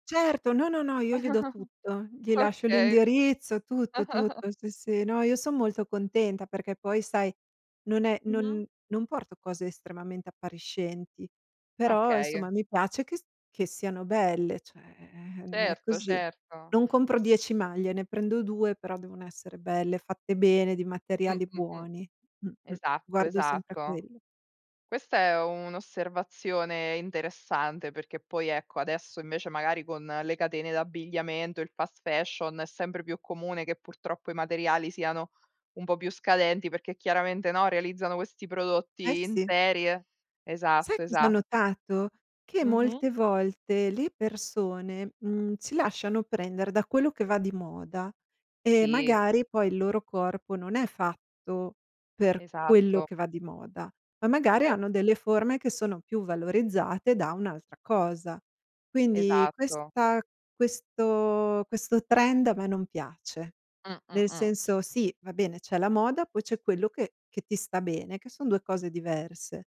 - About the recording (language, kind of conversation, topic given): Italian, podcast, Come racconti la tua cultura attraverso l’abbigliamento?
- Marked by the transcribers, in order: chuckle; chuckle; tapping; background speech; in English: "fast fashion"